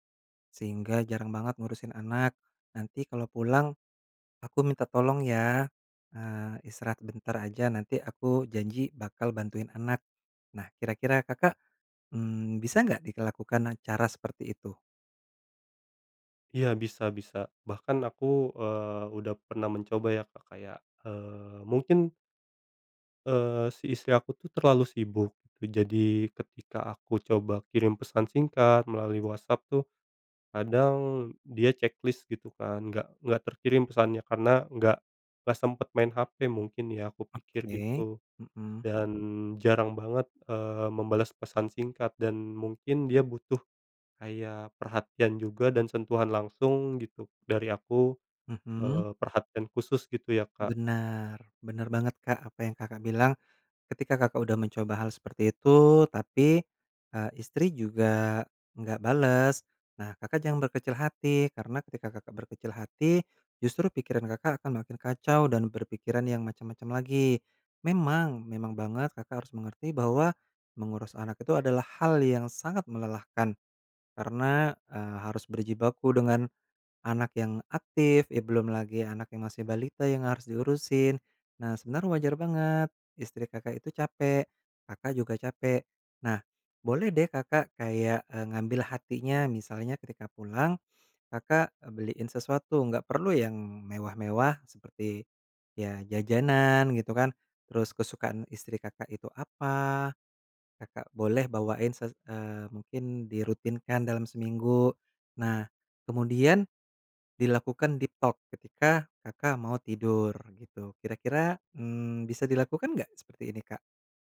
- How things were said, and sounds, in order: in English: "deep talk"
- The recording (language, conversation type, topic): Indonesian, advice, Pertengkaran yang sering terjadi